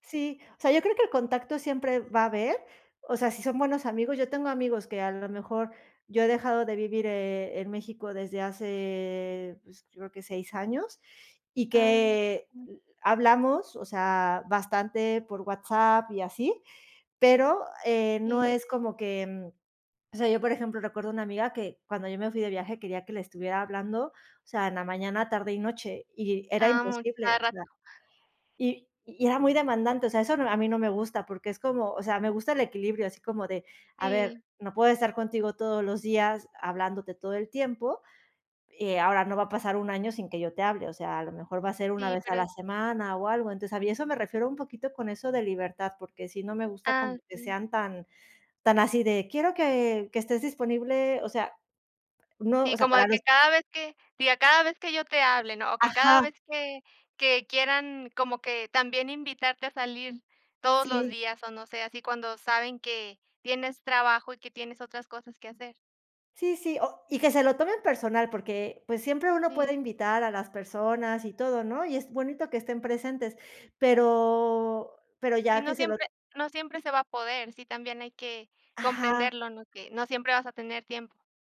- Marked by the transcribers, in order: drawn out: "pero"
- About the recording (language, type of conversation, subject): Spanish, unstructured, ¿Cuáles son las cualidades que buscas en un buen amigo?